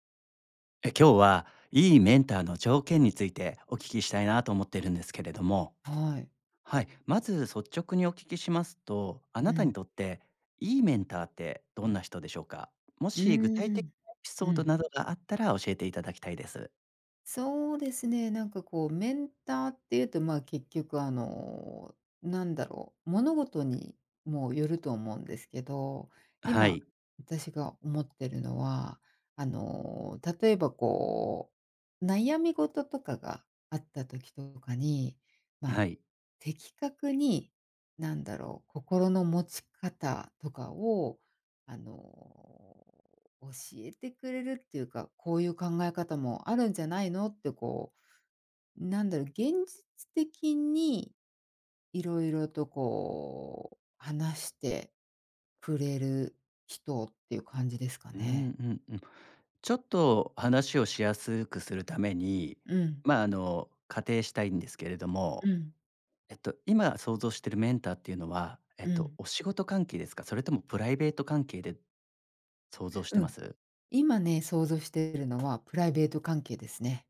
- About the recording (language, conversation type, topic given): Japanese, podcast, 良いメンターの条件って何だと思う？
- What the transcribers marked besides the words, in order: other background noise